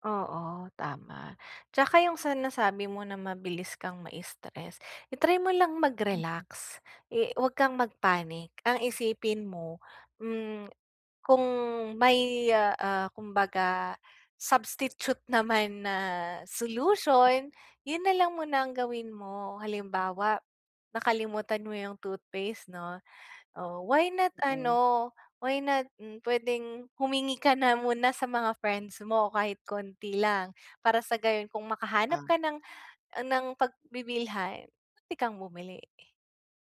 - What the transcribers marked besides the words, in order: other background noise; tapping; other noise; unintelligible speech
- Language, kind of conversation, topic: Filipino, advice, Paano ko mapapanatili ang pag-aalaga sa sarili at mababawasan ang stress habang naglalakbay?